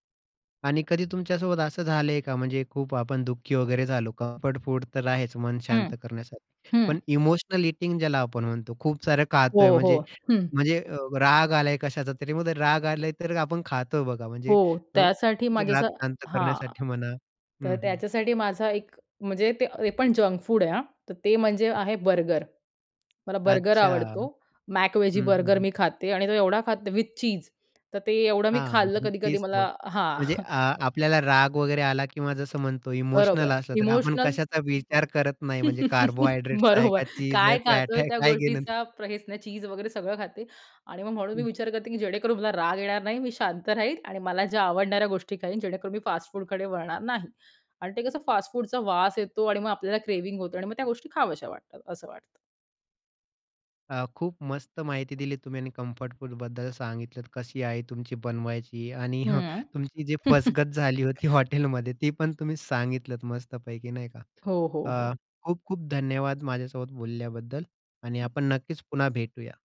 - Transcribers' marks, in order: other background noise; in English: "कम्फर्ट"; in English: "इमोशनल ईटिंग"; in English: "विथ"; chuckle; in English: "इमोशनल"; in English: "इमोशनल"; unintelligible speech; chuckle; in English: "कार्बोहाइड्रेट"; chuckle; in English: "क्रेव्हिंग"; in English: "कम्फर्ट"; chuckle; laughing while speaking: "हॉटेलमध्ये"
- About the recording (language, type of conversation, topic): Marathi, podcast, तुमचं ‘मनाला दिलासा देणारं’ आवडतं अन्न कोणतं आहे, आणि ते तुम्हाला का आवडतं?